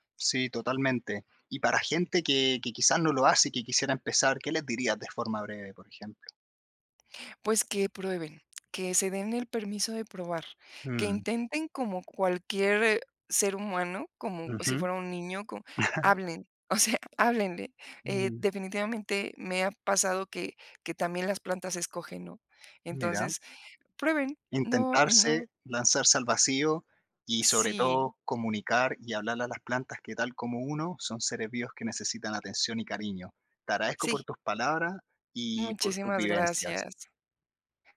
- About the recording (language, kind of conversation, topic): Spanish, podcast, ¿Cómo cuidarías un jardín para atraer más vida silvestre?
- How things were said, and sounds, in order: other noise; tapping; chuckle